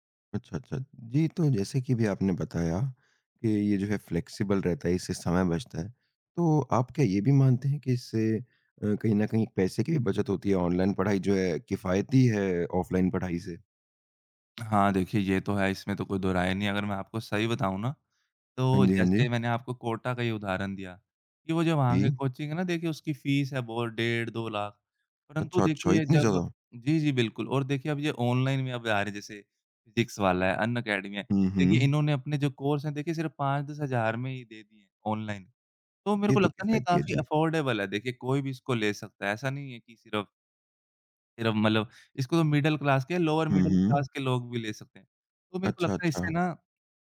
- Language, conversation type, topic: Hindi, podcast, ऑनलाइन पढ़ाई ने आपकी सीखने की आदतें कैसे बदलीं?
- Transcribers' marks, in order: in English: "फ़्लेक्सिबल"; other background noise; tapping; in English: "कोर्स"; in English: "अफ़ोर्डेबल"; in English: "मिडल क्लास"; in English: "लोअर मिडल क्लास"